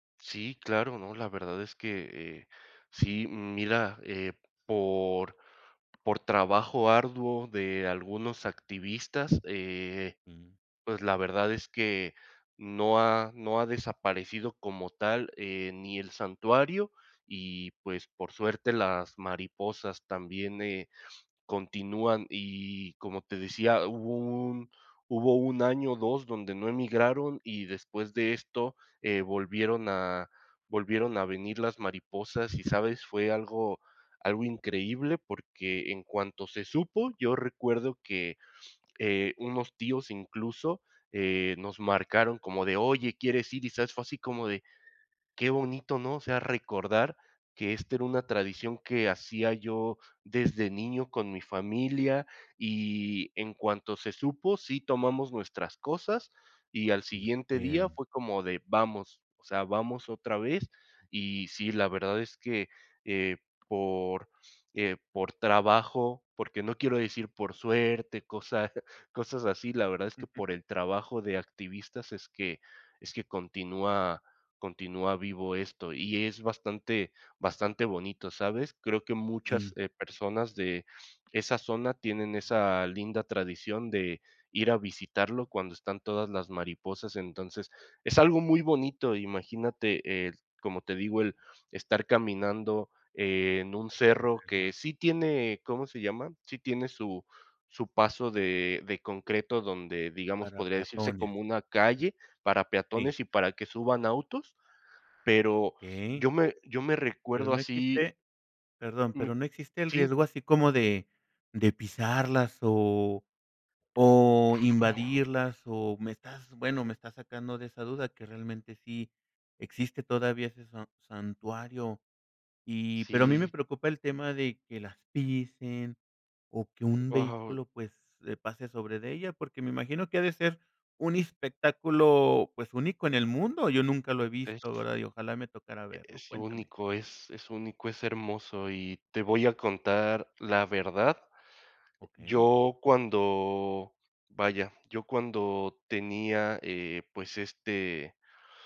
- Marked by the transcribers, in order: tapping; other background noise; other noise; chuckle; chuckle; unintelligible speech; surprised: "Wao"
- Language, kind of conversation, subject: Spanish, podcast, ¿Cuáles tradiciones familiares valoras más y por qué?